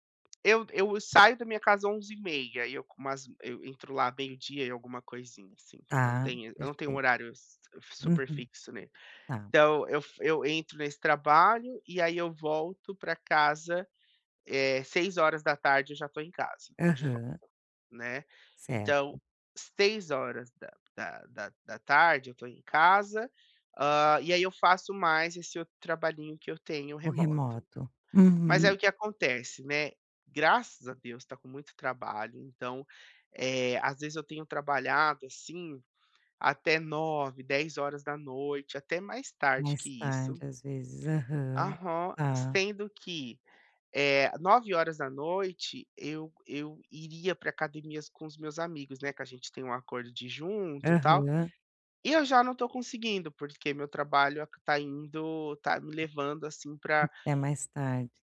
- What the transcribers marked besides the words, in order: tapping
- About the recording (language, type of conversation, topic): Portuguese, advice, Como posso reequilibrar melhor meu trabalho e meu descanso?